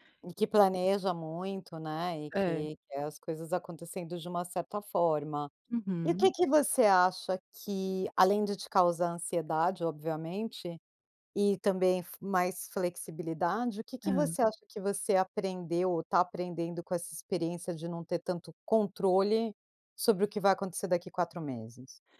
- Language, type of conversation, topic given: Portuguese, podcast, Como você lida com dúvidas sobre quem você é?
- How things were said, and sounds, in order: none